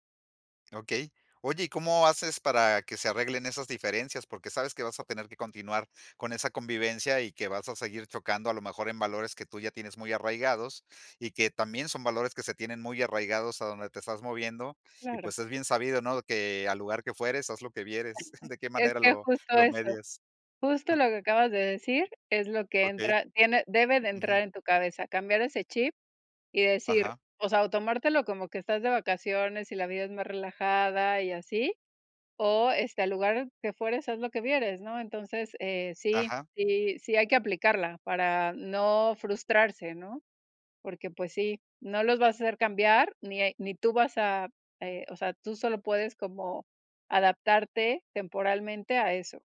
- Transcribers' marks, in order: chuckle; chuckle
- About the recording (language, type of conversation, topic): Spanish, podcast, ¿Cómo conectas con gente del lugar cuando viajas?